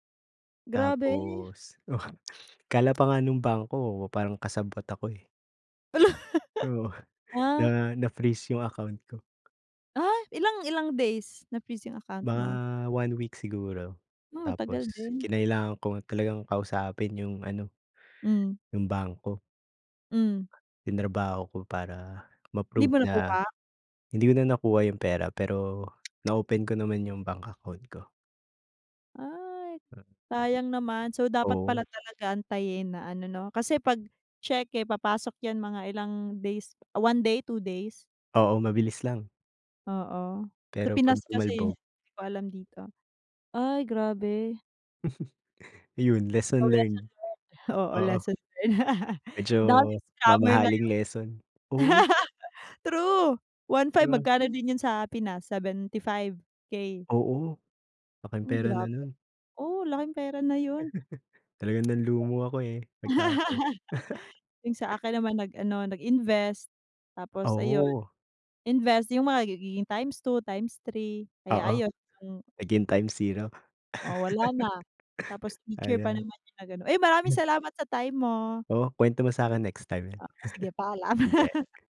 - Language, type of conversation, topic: Filipino, unstructured, Paano mo hinaharap ang pagtataksil ng isang kaibigan?
- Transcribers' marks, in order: chuckle; tsk; laughing while speaking: "Hala!"; laughing while speaking: "Oo"; tapping; tsk; chuckle; laugh; chuckle; other background noise; laugh; chuckle; chuckle; other noise; laugh